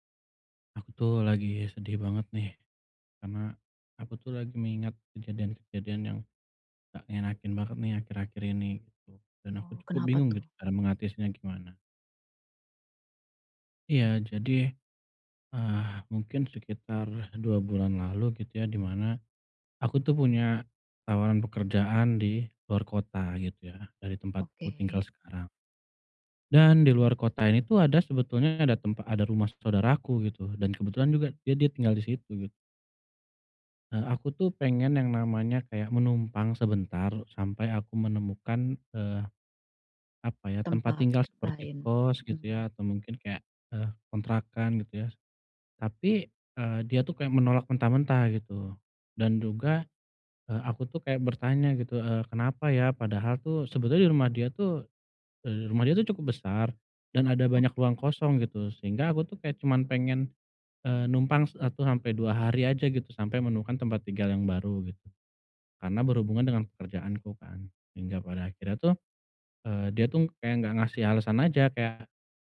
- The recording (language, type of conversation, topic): Indonesian, advice, Bagaimana cara bangkit setelah merasa ditolak dan sangat kecewa?
- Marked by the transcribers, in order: "mengatasinya" said as "mengatisnya"; other background noise